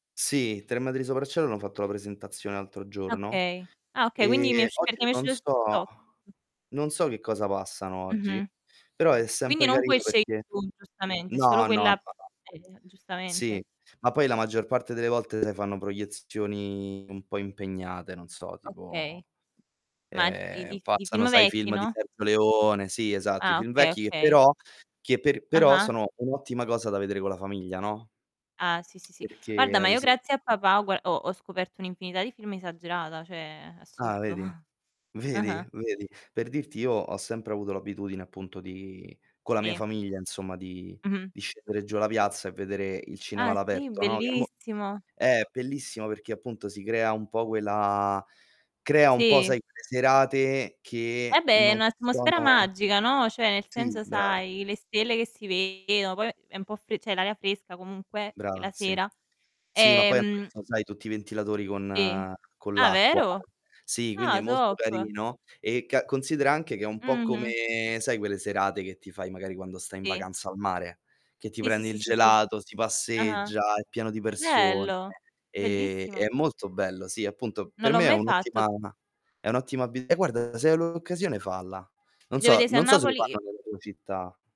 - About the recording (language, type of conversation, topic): Italian, unstructured, Come ti fa sentire guardare un film con la tua famiglia o i tuoi amici?
- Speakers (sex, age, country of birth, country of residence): female, 25-29, Italy, Italy; male, 25-29, Italy, Italy
- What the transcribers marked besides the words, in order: static; "il" said as "ar"; tapping; distorted speech; chuckle; "insomma" said as "nsomma"; "bellissimo" said as "pellissimo"; "atmosfera" said as "asmosfera"; surprised: "Ah vero?"; in English: "top"